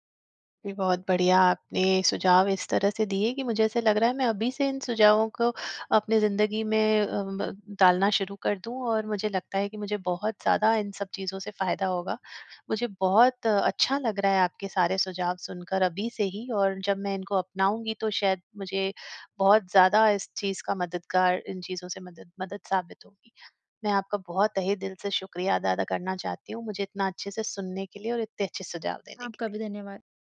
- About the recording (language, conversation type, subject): Hindi, advice, भूख और तृप्ति को पहचानना
- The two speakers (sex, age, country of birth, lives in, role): female, 45-49, India, India, advisor; female, 45-49, India, India, user
- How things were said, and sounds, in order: tapping